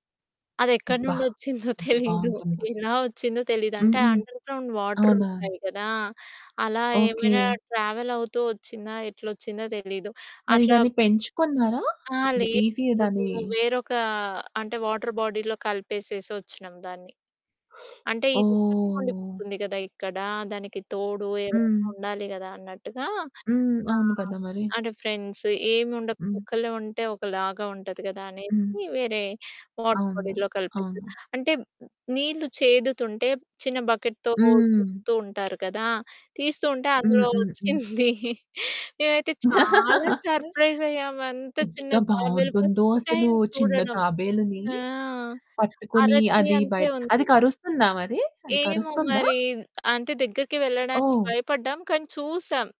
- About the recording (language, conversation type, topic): Telugu, podcast, మీరు చిన్నప్పటి ఇంటి వాతావరణం ఎలా ఉండేది?
- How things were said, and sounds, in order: laughing while speaking: "వొచ్చిందో తెలీదు"; in English: "అండర్ గ్రౌండ్ వాటర్"; in English: "ట్రావెల్"; distorted speech; in English: "వాటర్ బాడీలో"; teeth sucking; drawn out: "ఓహ్!"; in English: "ఫ్రెండ్స్"; in English: "వాటర్ బాడీలో"; in English: "బకెట్‌తో"; laughing while speaking: "వొచ్చింది"; laugh; in English: "సర్ప్రైజ్"; in English: "ఫర్స్ట్ టైమ్"